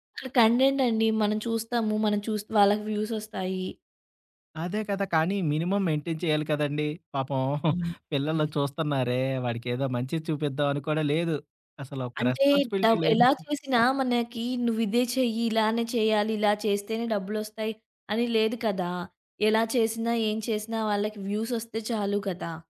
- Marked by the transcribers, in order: other background noise; in English: "కంటెట్"; in English: "వ్యూస్"; in English: "మినిమమ్ మెయింటైన్"; giggle; in English: "రెస్పాన్సిబిలిటీ"; tapping; in English: "వ్యూస్"
- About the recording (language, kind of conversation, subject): Telugu, podcast, స్మార్ట్‌ఫోన్ లేదా సామాజిక మాధ్యమాల నుంచి కొంత విరామం తీసుకోవడం గురించి మీరు ఎలా భావిస్తారు?